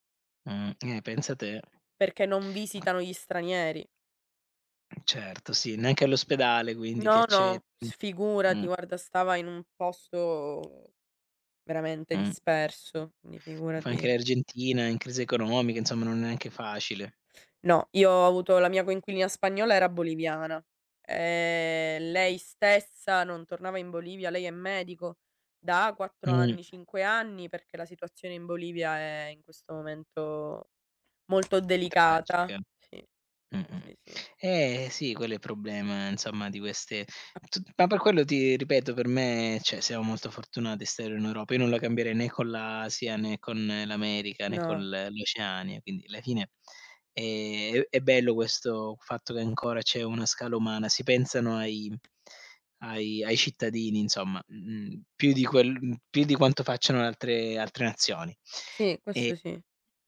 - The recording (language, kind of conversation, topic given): Italian, unstructured, Come ti prepari ad affrontare le spese impreviste?
- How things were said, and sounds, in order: unintelligible speech; tapping; "quindi" said as "ndi"; unintelligible speech; "cioè" said as "ceh"